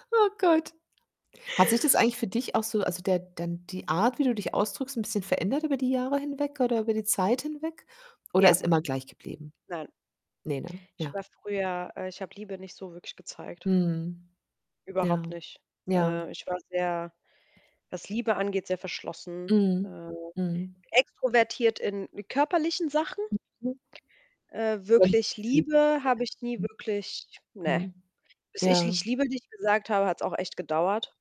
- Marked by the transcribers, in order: put-on voice: "Oh Gott"; other background noise; distorted speech; unintelligible speech
- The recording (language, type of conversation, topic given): German, unstructured, Wie drückst du dich am liebsten aus?